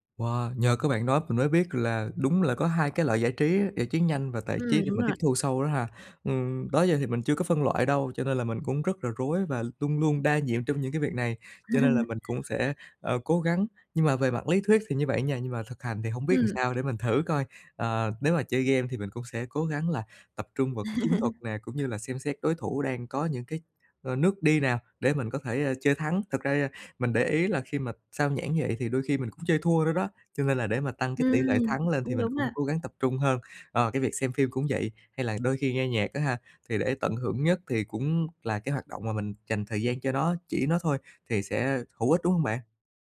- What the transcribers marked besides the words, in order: tapping; other background noise; laugh; laugh
- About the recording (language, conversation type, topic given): Vietnamese, advice, Làm thế nào để tránh bị xao nhãng khi đang thư giãn, giải trí?